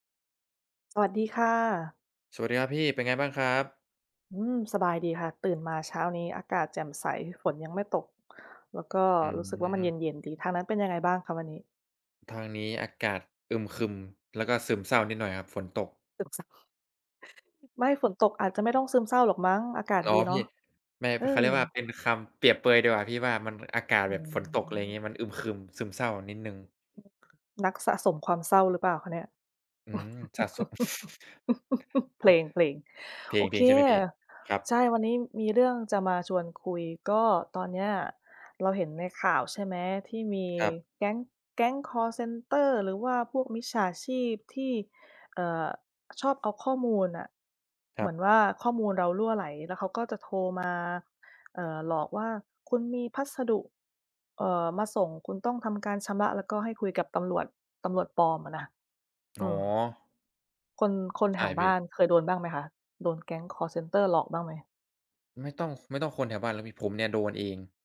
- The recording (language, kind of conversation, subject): Thai, unstructured, คุณคิดว่าข้อมูลส่วนตัวของเราปลอดภัยในโลกออนไลน์ไหม?
- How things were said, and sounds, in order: chuckle; chuckle